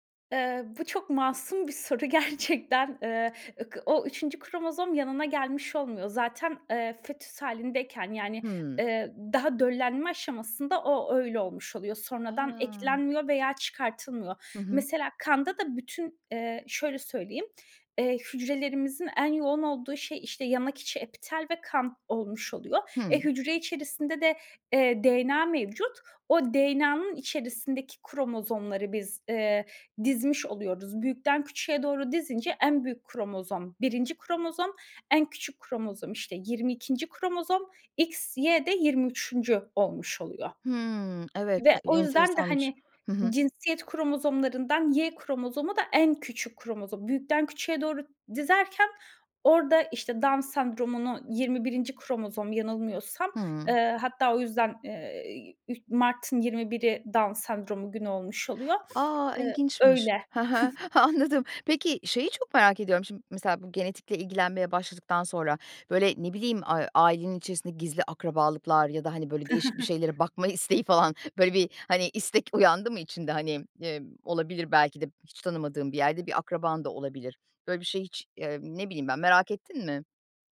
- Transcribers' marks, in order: laughing while speaking: "gerçekten"; unintelligible speech; other background noise; unintelligible speech; laughing while speaking: "Anladım"; sniff; chuckle; chuckle
- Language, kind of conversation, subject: Turkish, podcast, DNA testleri aile hikâyesine nasıl katkı sağlar?